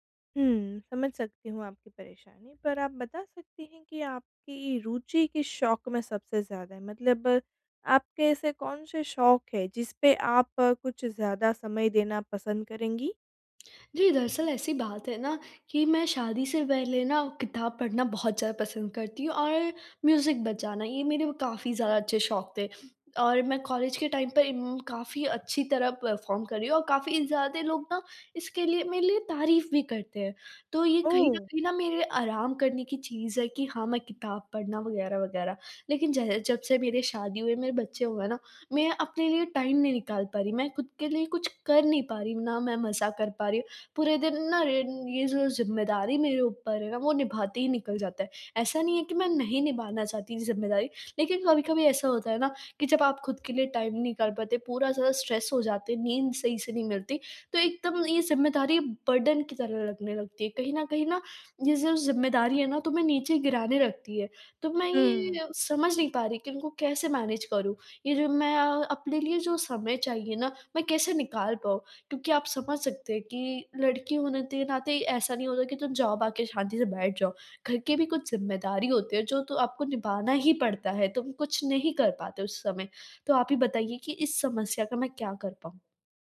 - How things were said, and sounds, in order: lip smack; in English: "म्यूज़िक"; in English: "टाइम"; in English: "परफॉर्म"; in English: "टाइम"; in English: "टाइम"; in English: "स्ट्रेस"; in English: "बर्डन"; in English: "मैनेज"; in English: "जॉब"
- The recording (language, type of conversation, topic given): Hindi, advice, समय और जिम्मेदारी के बीच संतुलन